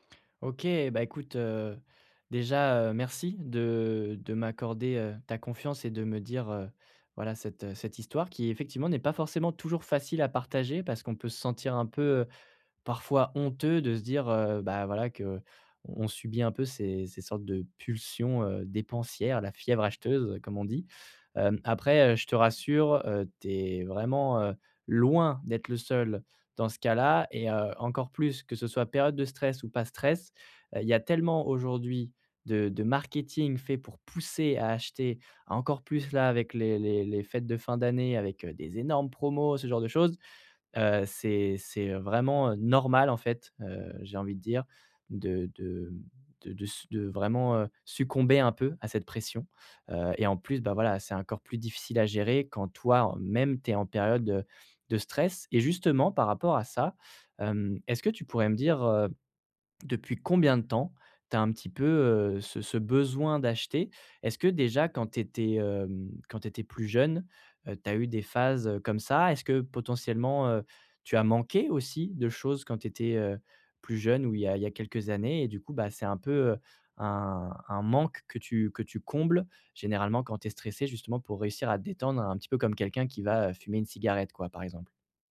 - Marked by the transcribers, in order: stressed: "loin"; stressed: "normal"
- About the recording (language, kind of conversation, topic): French, advice, Comment arrêter de dépenser de façon impulsive quand je suis stressé ?
- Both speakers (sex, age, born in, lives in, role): male, 25-29, France, France, advisor; male, 40-44, France, France, user